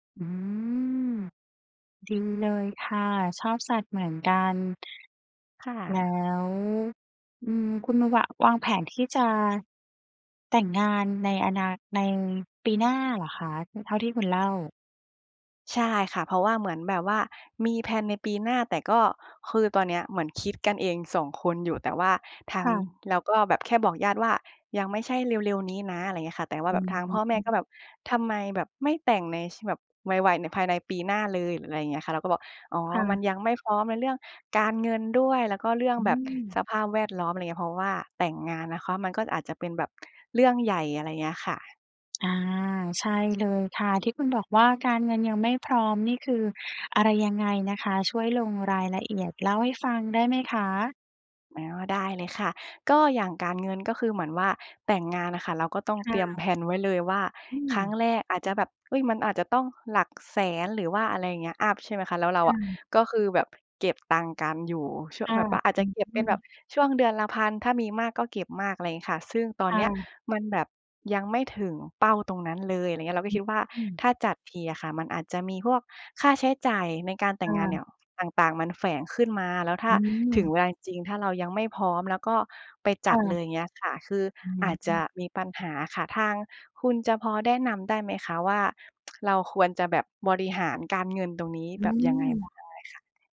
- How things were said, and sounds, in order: tapping; tsk
- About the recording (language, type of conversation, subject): Thai, advice, ฉันควรเริ่มคุยกับคู่ของฉันอย่างไรเมื่อกังวลว่าความคาดหวังเรื่องอนาคตของเราอาจไม่ตรงกัน?